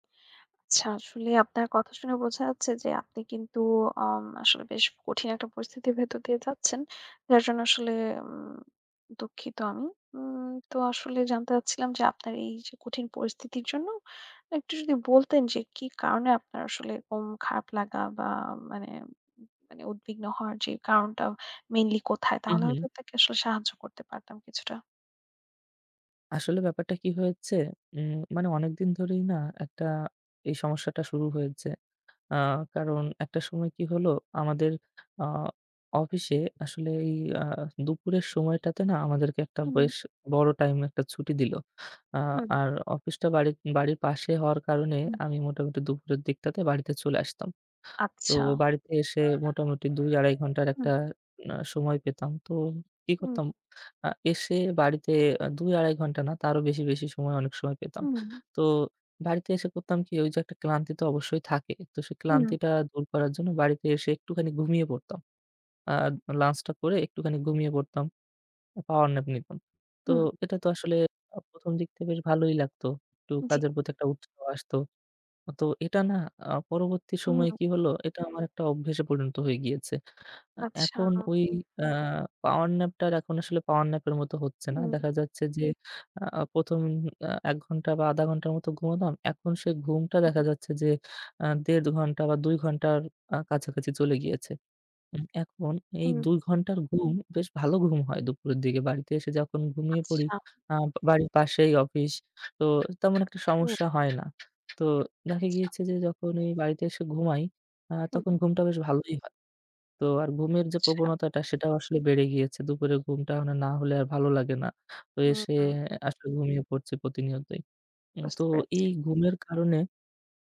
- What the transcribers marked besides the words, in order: other background noise; tapping
- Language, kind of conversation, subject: Bengali, advice, দুপুরের ঘুমানোর অভ্যাস কি রাতের ঘুমে বিঘ্ন ঘটাচ্ছে?